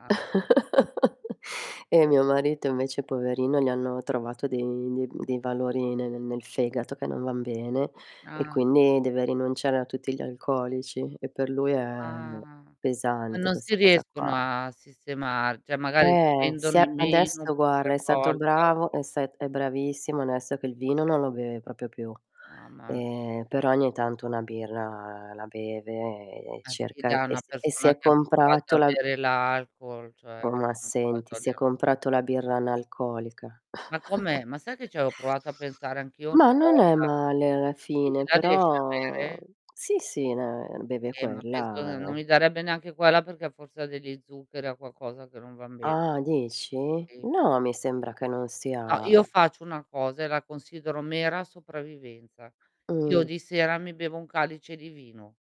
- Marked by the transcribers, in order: chuckle; static; drawn out: "Ah"; "cioè" said as "ceh"; distorted speech; "proprio" said as "propio"; other background noise; chuckle; drawn out: "però"; tapping; drawn out: "quella"
- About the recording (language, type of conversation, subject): Italian, unstructured, Qual è l’importanza della varietà nella nostra dieta quotidiana?